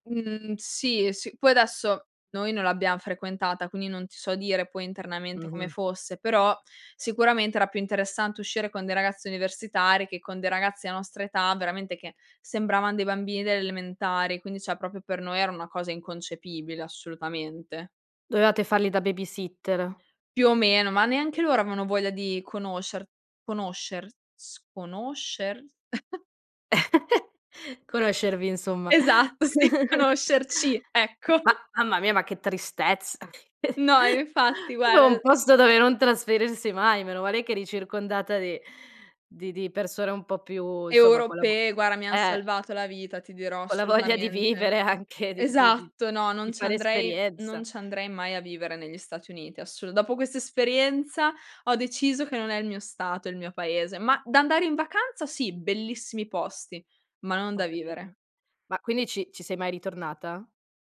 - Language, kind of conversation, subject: Italian, podcast, Qual è stato il tuo primo periodo lontano da casa?
- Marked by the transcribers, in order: "dell" said as "ela"; "cioè" said as "ceh"; "proprio" said as "propio"; chuckle; laughing while speaking: "Esatto, sì"; other background noise; chuckle; "propio" said as "popio"